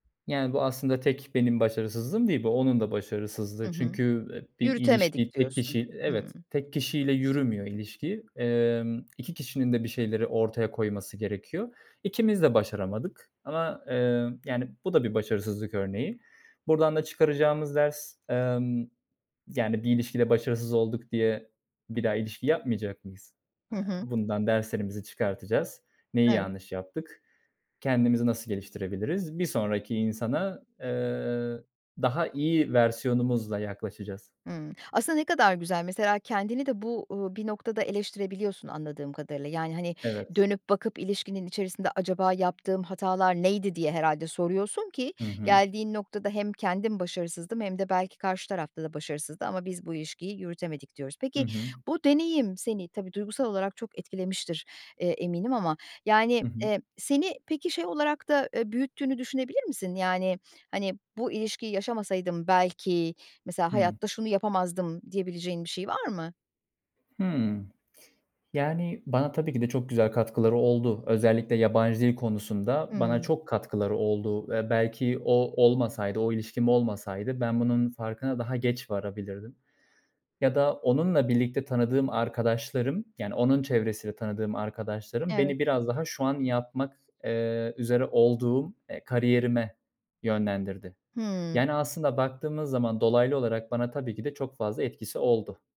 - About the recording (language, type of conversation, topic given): Turkish, podcast, Başarısızlıktan öğrendiğin en önemli ders nedir?
- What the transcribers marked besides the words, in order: other background noise; unintelligible speech; tapping